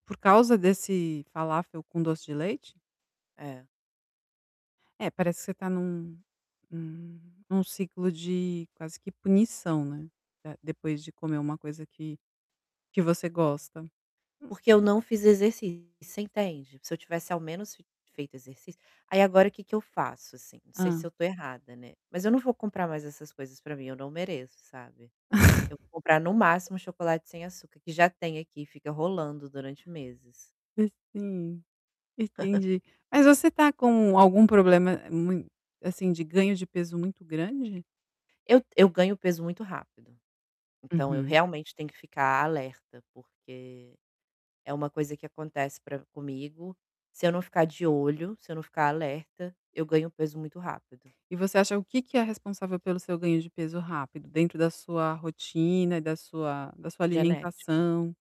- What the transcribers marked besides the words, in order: static; distorted speech; chuckle; chuckle; mechanical hum
- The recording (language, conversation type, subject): Portuguese, advice, Como posso escolher recompensas que controlem meu impulso e favoreçam meu progresso?